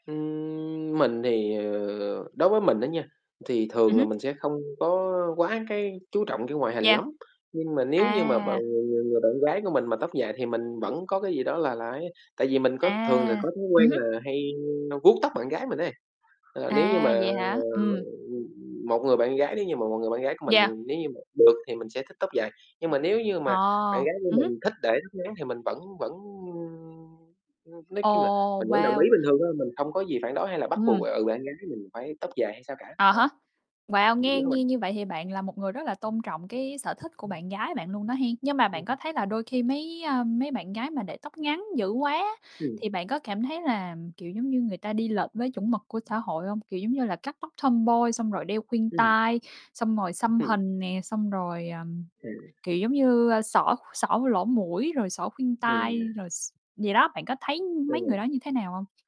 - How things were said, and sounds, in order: tapping; distorted speech; static; other background noise; in English: "tomboy"
- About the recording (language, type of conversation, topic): Vietnamese, unstructured, Bạn nghĩ điều gì khiến bạn khác biệt so với những người khác?